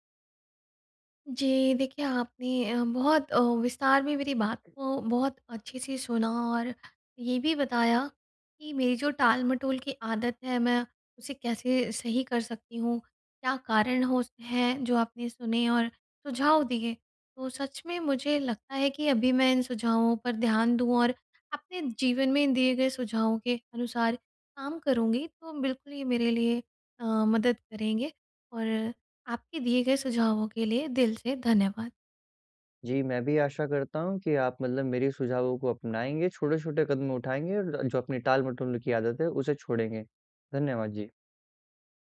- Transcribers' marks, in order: tapping
- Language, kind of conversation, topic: Hindi, advice, मैं टालमटोल की आदत कैसे छोड़ूँ?